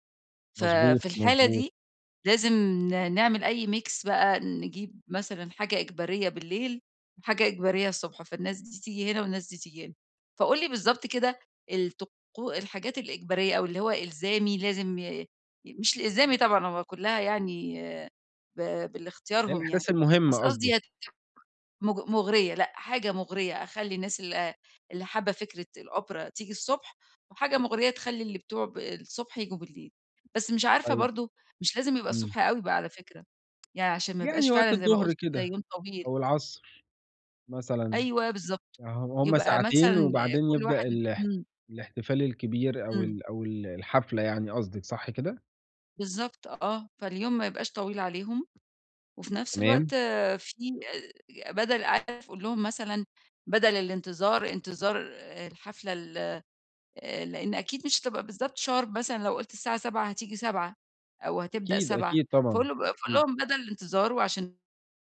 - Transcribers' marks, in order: in English: "mix"; unintelligible speech; tsk; tapping; unintelligible speech; in English: "sharp"
- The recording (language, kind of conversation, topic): Arabic, advice, إزاي نتعامل مع خلافات المجموعة وإحنا بنخطط لحفلة؟